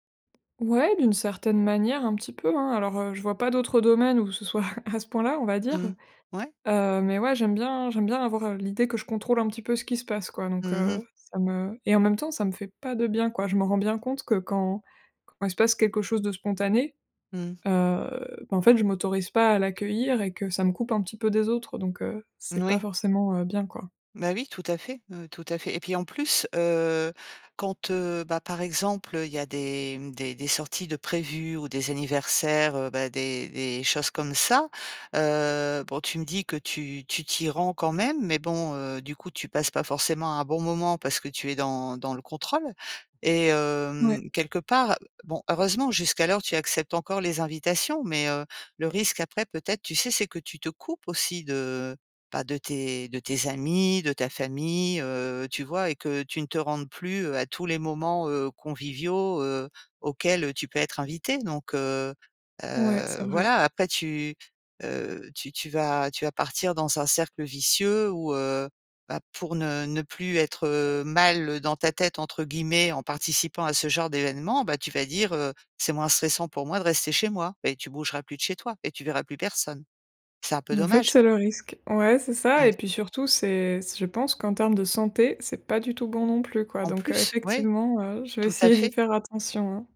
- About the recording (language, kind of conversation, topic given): French, advice, Comment expliquer une rechute dans une mauvaise habitude malgré de bonnes intentions ?
- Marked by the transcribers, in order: tapping